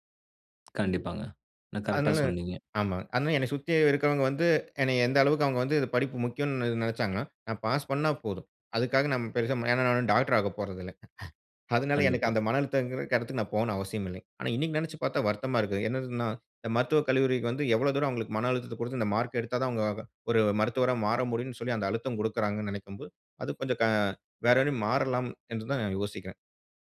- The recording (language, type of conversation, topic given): Tamil, podcast, தியானம் மனஅழுத்தத்தை சமாளிக்க எப்படிப் உதவுகிறது?
- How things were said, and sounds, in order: other noise; laugh